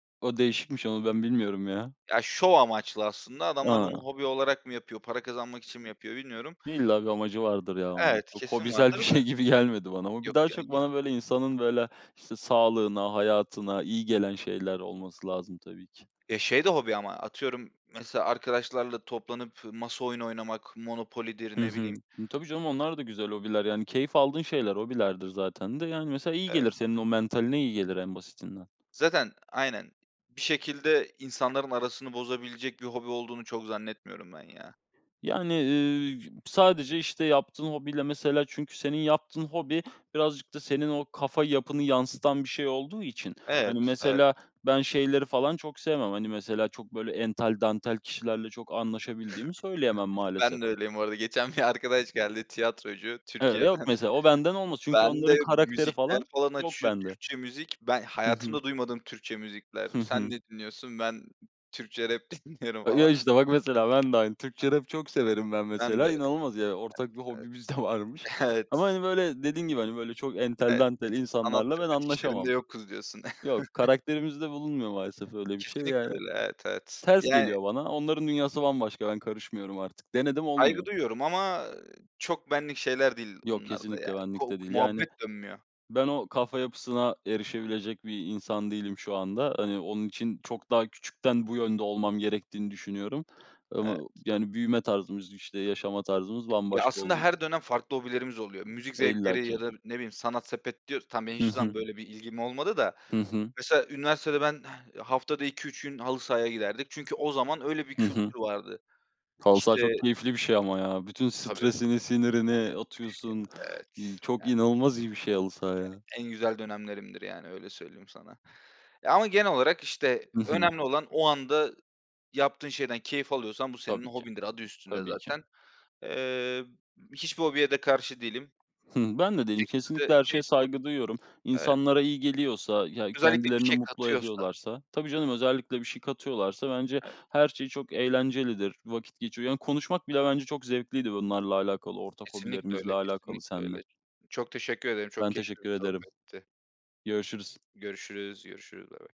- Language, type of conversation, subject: Turkish, unstructured, Hobi olarak yaparken en çok eğlendiğin şeyi anlatır mısın?
- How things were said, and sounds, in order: other background noise; laughing while speaking: "bir şey"; unintelligible speech; chuckle; laughing while speaking: "dinliyorum falan"; chuckle; chuckle; tapping